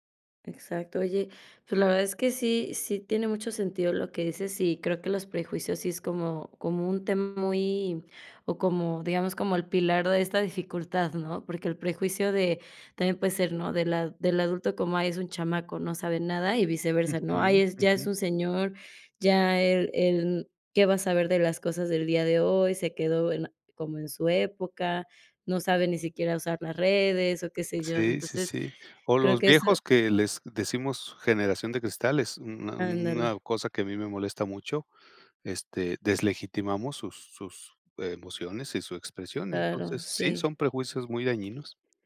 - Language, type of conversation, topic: Spanish, podcast, ¿Por qué crees que la comunicación entre generaciones es difícil?
- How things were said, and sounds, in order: none